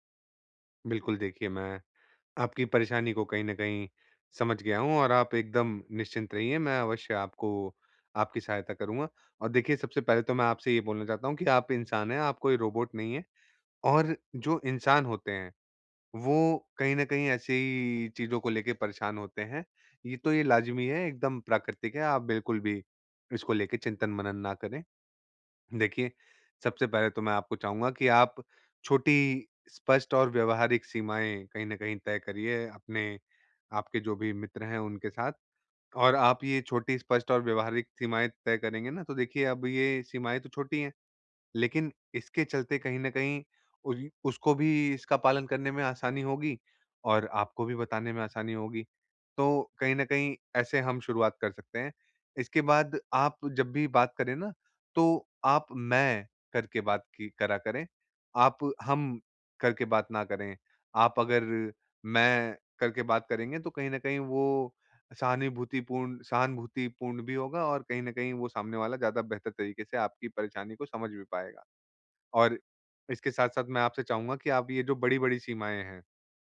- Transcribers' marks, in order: none
- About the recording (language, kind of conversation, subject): Hindi, advice, नए रिश्ते में बिना दूरी बनाए मैं अपनी सीमाएँ कैसे स्पष्ट करूँ?
- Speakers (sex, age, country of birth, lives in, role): male, 20-24, India, India, user; male, 25-29, India, India, advisor